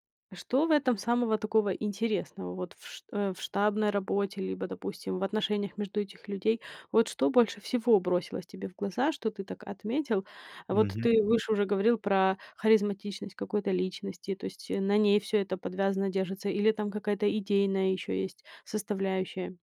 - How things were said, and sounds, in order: other background noise
- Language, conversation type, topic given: Russian, podcast, Как создать в городе тёплое и живое сообщество?